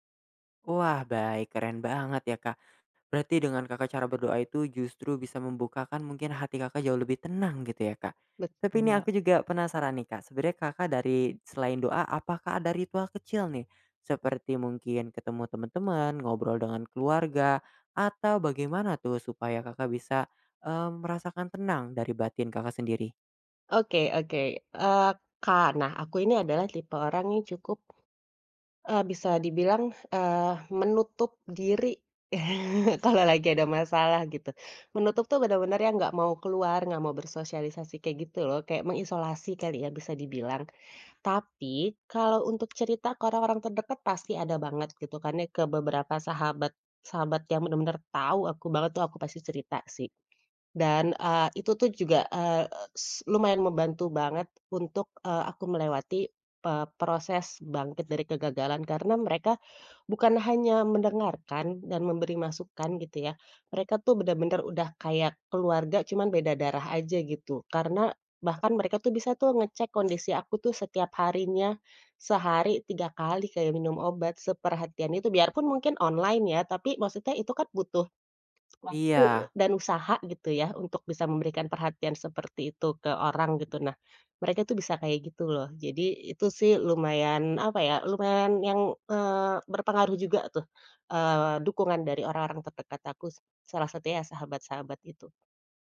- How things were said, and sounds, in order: other background noise; tapping; chuckle
- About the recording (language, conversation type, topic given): Indonesian, podcast, Kebiasaan kecil apa yang paling membantu Anda bangkit setelah mengalami kegagalan?